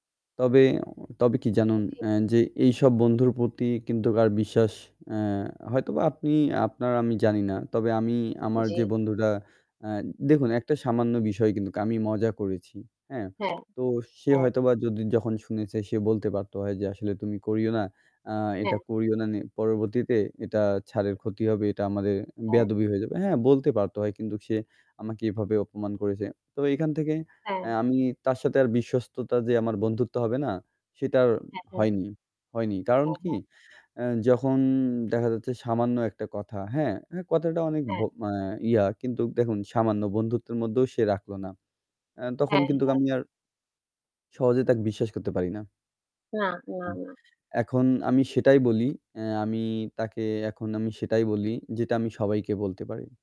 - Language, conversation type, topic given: Bengali, unstructured, বন্ধুত্বে আপনি কি কখনো বিশ্বাসঘাতকতার শিকার হয়েছেন, আর তা আপনার জীবনে কী প্রভাব ফেলেছে?
- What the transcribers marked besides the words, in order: static; "জানেন" said as "জানুন"; distorted speech; other background noise; tapping